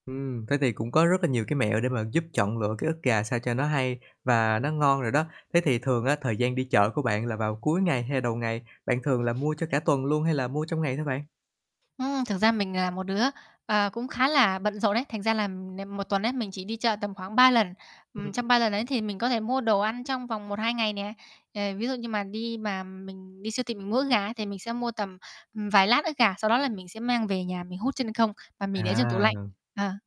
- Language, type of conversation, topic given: Vietnamese, podcast, Bạn thường nấu món gì ở nhà?
- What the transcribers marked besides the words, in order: static; other background noise; distorted speech